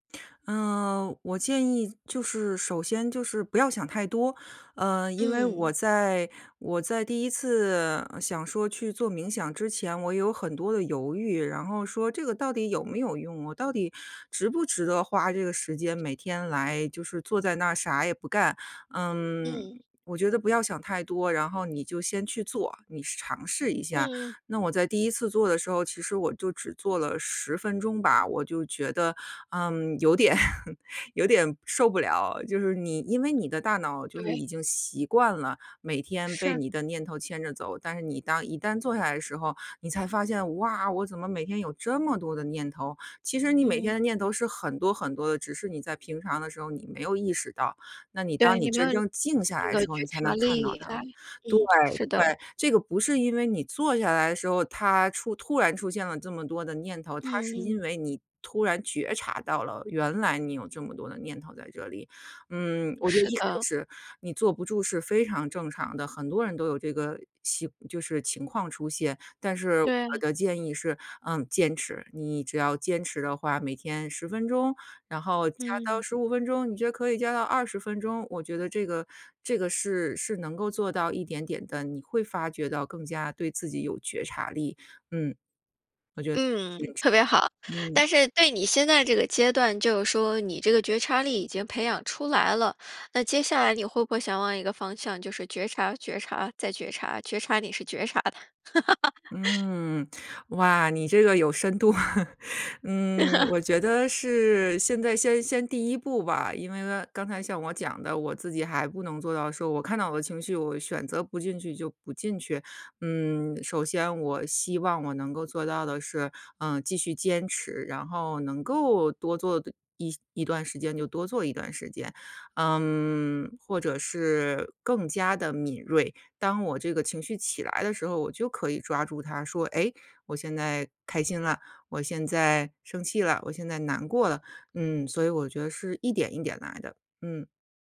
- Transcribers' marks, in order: laughing while speaking: "有点"; unintelligible speech; laughing while speaking: "觉察的"; laugh; laugh; other noise
- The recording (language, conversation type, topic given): Chinese, podcast, 哪一种爱好对你的心理状态帮助最大？